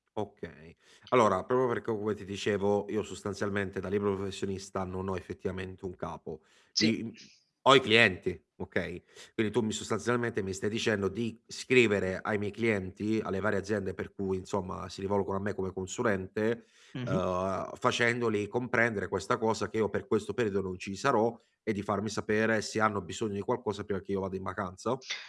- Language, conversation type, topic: Italian, advice, Come posso bilanciare le vacanze con gli impegni lavorativi?
- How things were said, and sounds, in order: "proprio" said as "propo"; tapping; "come" said as "coue"